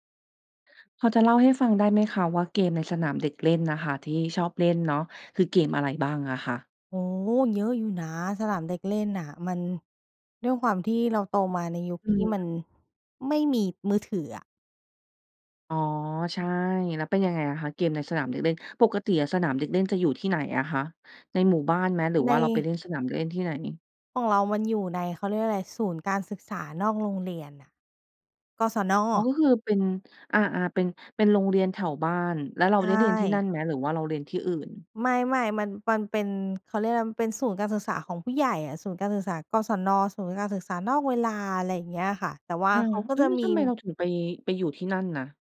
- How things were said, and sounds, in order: other noise
- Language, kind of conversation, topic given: Thai, podcast, คุณชอบเล่นเกมอะไรในสนามเด็กเล่นมากที่สุด?